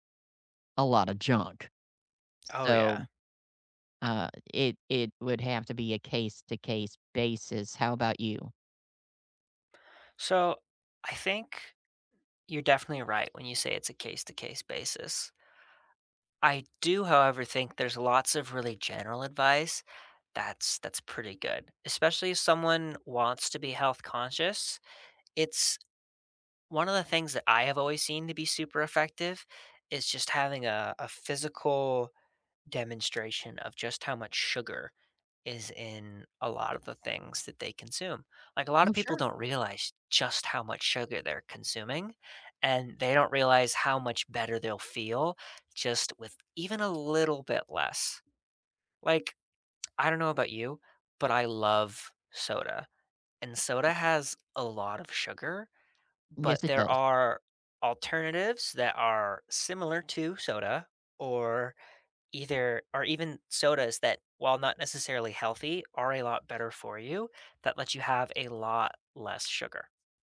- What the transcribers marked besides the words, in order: other background noise
- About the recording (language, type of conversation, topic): English, unstructured, How can you persuade someone to cut back on sugar?